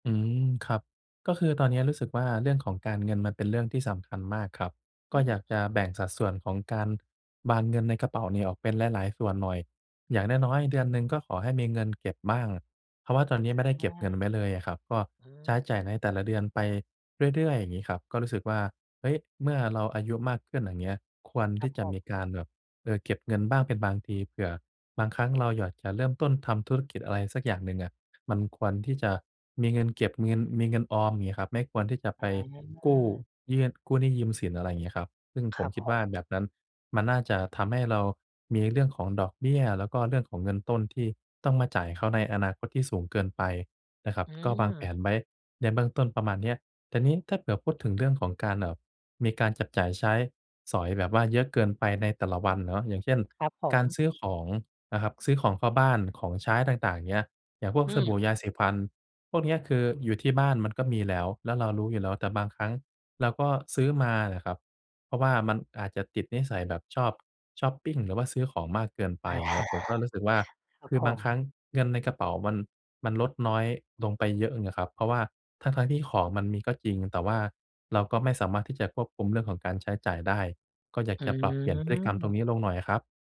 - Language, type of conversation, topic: Thai, advice, จะเริ่มเปลี่ยนพฤติกรรมการใช้เงินให้ยั่งยืนได้อย่างไร?
- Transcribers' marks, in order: "อยาก" said as "หญอด"; chuckle; "เลย" said as "เอิง"